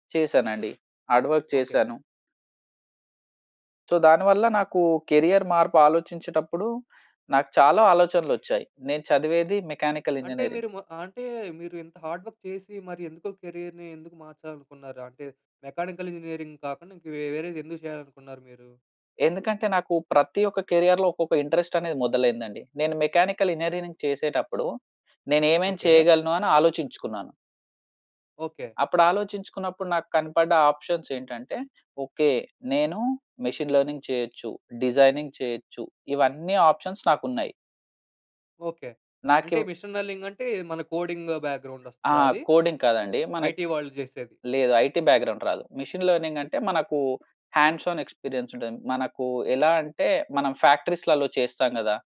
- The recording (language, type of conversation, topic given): Telugu, podcast, కెరీర్ మార్పు గురించి ఆలోచించినప్పుడు మీ మొదటి అడుగు ఏమిటి?
- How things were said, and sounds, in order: in English: "హార్డ్ వర్క్"; in English: "సో"; in English: "కేరీయర్"; in English: "మెకానికల్ ఇంజినీరింగ్"; in English: "హార్డ్‌వర్క్"; in English: "కెరీయర్‌నీ"; in English: "మెకానికల్ ఇంజినీరింగ్"; in English: "ఇంట్రెస్ట్"; in English: "మెకానికల్ ఇంజినీరింగ్"; in English: "ఆప్షన్స్"; in English: "మెషిన్ లెర్నింగ్"; in English: "డిజైనింగ్"; in English: "ఆప్షన్స్"; in English: "మెషీన్ లెర్నింగ్"; in English: "కోడింగ్ బ్యాగ్రౌండ్"; in English: "కోడింగ్"; in English: "ఐటీ"; in English: "ఐటీ బ్యాక్‌గ్రౌండ్"; in English: "మెషిన్ లెర్నింగ్"; in English: "హండ్స్ ఆన్ ఎక్స్పీరియన్స్‌డ్"